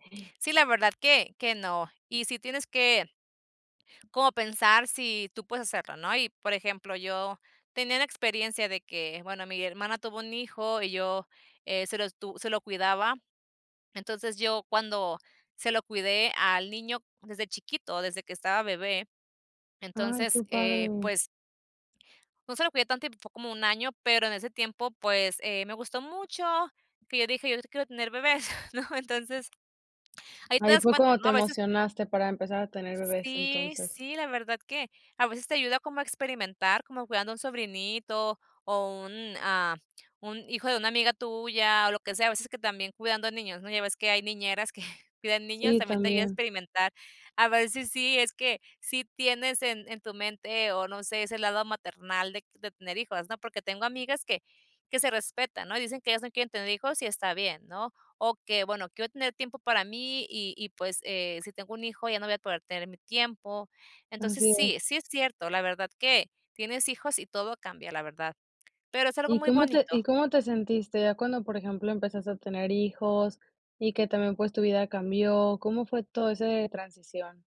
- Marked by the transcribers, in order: chuckle
- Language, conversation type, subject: Spanish, podcast, ¿Cómo decidir en pareja si quieren tener hijos o no?